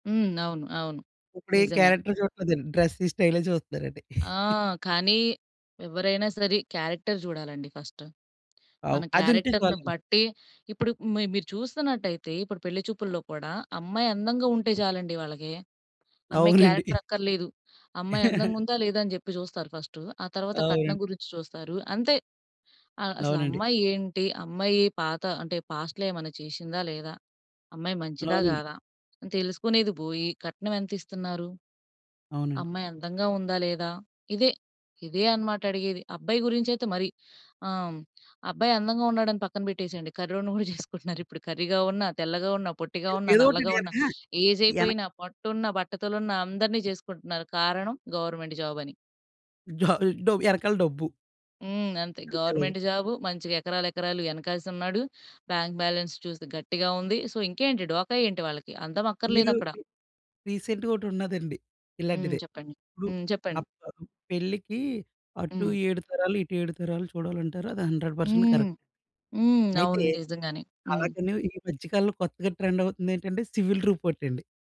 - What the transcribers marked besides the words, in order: in English: "క్యారెక్టర్"; in English: "డ్రెసింగ్"; giggle; in English: "క్యారెక్టర్"; in English: "ఫర్స్ట్"; in English: "క్యారెక్టర్‌ని"; in English: "క్యారెక్టర్"; giggle; in English: "ఫర్స్ట్"; in English: "పాస్ట్‌లో"; in English: "ఏజ్"; unintelligible speech; in English: "జాబ్"; in English: "గవర్నమెంట్"; in English: "బాంక్ బాలన్స్"; in English: "సో"; in English: "రి రీసెంట్‌గా"; in English: "హండ్రెడ్ పర్సెంట్ కరెక్ట్"; in English: "ట్రెండ్"; in English: "సివిల్ రిపోర్ట్"
- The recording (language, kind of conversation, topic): Telugu, podcast, సంతోషంగా ఉన్నప్పుడు మీకు ఎక్కువగా ఇష్టమైన దుస్తులు ఏవి?